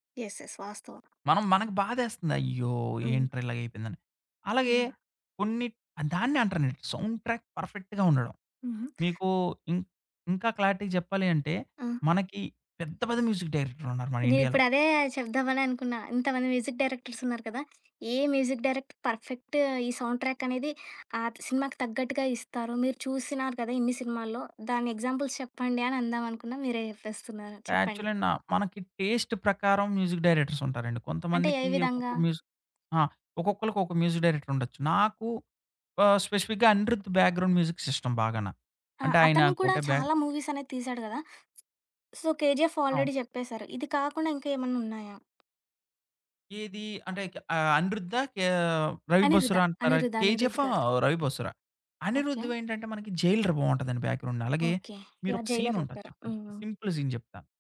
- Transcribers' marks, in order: in English: "యెస్. యెస్"; other background noise; in English: "సౌండ్ ట్రాక్ పర్ఫెక్ట్‌గా"; in English: "క్లారిటీగా"; in English: "మ్యూజిక్ డైరెక్టర్"; tapping; in English: "మ్యూజిక్ డైరెక్టర్స్"; in English: "మ్యూజిక్ డైరెక్టర్ పర్ఫెక్ట్"; in English: "సౌండ్ ట్రాక్"; in English: "ఎగ్జాంపుల్స్"; in English: "యాక్చువలి"; in English: "టేస్ట్"; in English: "మ్యూజిక్ డైరెక్టర్స్"; in English: "మ్యూజిక్"; in English: "మ్యూజిక్ డైరెక్టర్"; in English: "స్పెసిఫిక్‌గా"; in English: "బ్యాక్‌గ్రౌండ్ మ్యూజిక్ సిస్టమ్"; in English: "మూవీస్"; in English: "సో"; in English: "ఆల్రెడీ"; in English: "బ్యాక్‌గ్రౌండ్"; in English: "సీన్"; in English: "సింపుల్ సీన్"
- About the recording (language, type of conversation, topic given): Telugu, podcast, సౌండ్‌ట్రాక్ ఒక సినిమాకు ఎంత ప్రభావం చూపుతుంది?